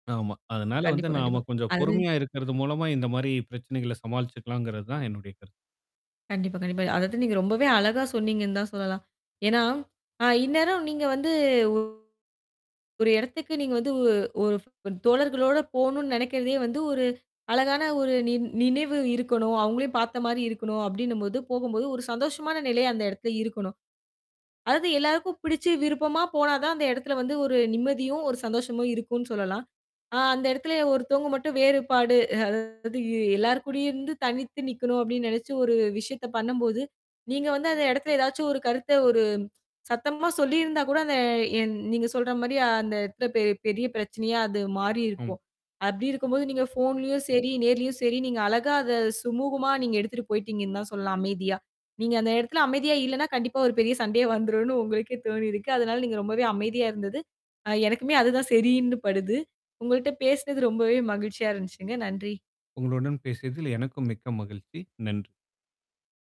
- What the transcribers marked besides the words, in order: mechanical hum; other noise; distorted speech; tapping; other background noise; laughing while speaking: "சண்டையா வந்துரும்னு உங்களுக்கே தோணி இருக்கு"
- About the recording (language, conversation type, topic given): Tamil, podcast, கருத்து வேறுபாடுகளை நீங்கள் அமைதியாக எப்படிச் சமாளிப்பீர்கள்?